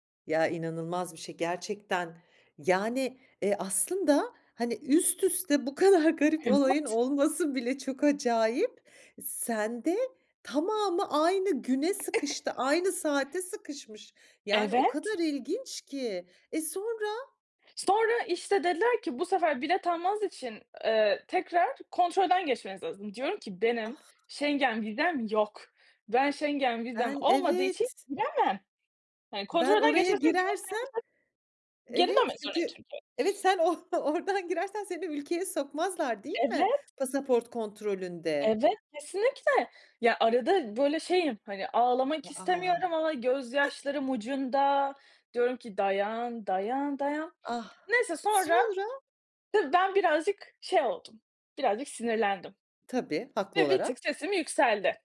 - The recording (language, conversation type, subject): Turkish, podcast, Seyahatin sırasında başına gelen unutulmaz bir olayı anlatır mısın?
- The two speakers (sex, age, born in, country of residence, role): female, 20-24, Turkey, Poland, guest; female, 45-49, Germany, France, host
- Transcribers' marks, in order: chuckle; anticipating: "eee, sonra?"; laughing while speaking: "oradan"; chuckle; drawn out: "ucunda"; anticipating: "Sonra?"